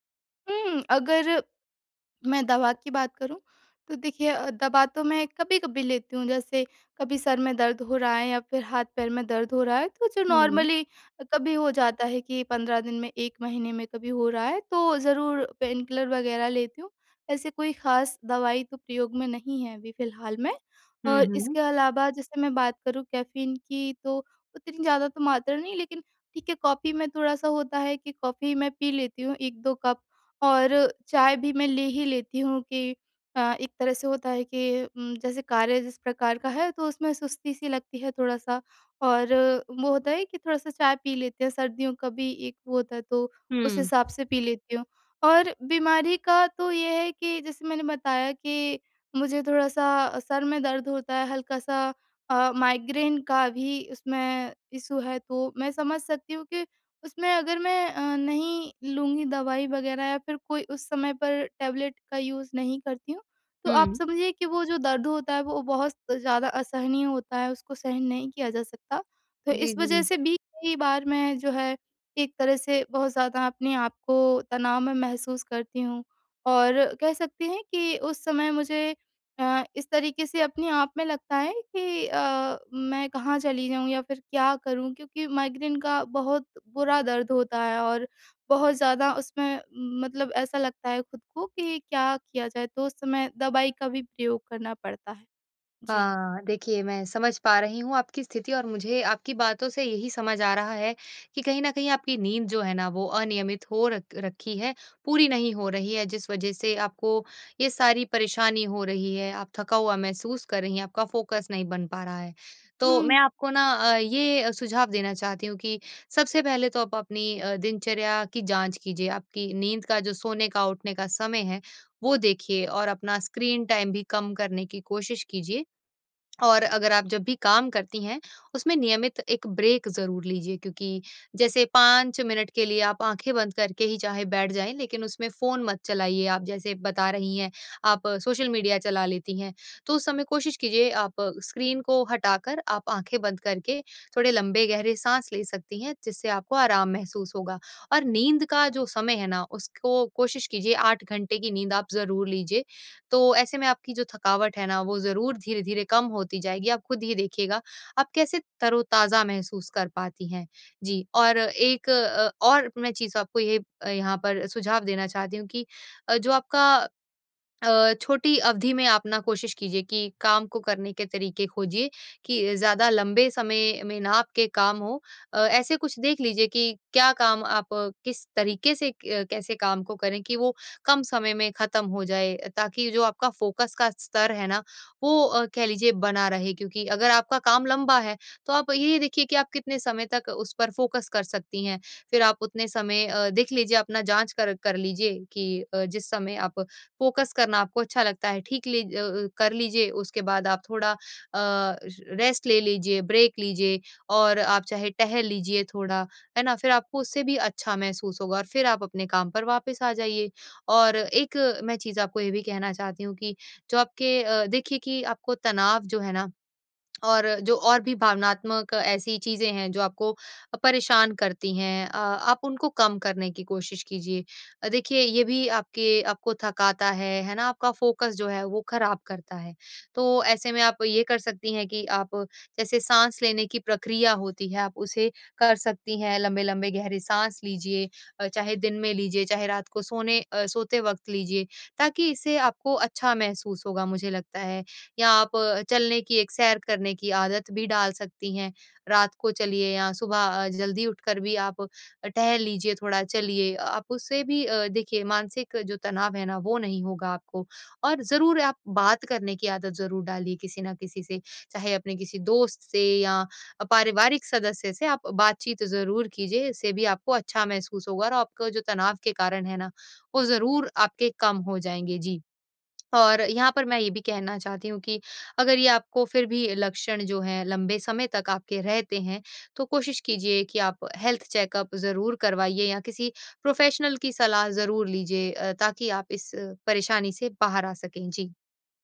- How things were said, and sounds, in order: in English: "नॉर्मली"; in English: "पेनकिलर"; in English: "इश्यू"; in English: "टैबलेट"; in English: "यूज़"; in English: "फ़ोकस"; in English: "ब्रेक"; in English: "फ़ोकस"; in English: "फ़ोकस"; in English: "फ़ोकस"; in English: "र रेस्ट"; in English: "ब्रेक"; in English: "फ़ोकस"; in English: "हेल्थ चेकअप"; in English: "प्रोफेशनल"
- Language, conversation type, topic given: Hindi, advice, आराम करने के बाद भी मेरा मन थका हुआ क्यों महसूस होता है और मैं ध्यान क्यों नहीं लगा पाता/पाती?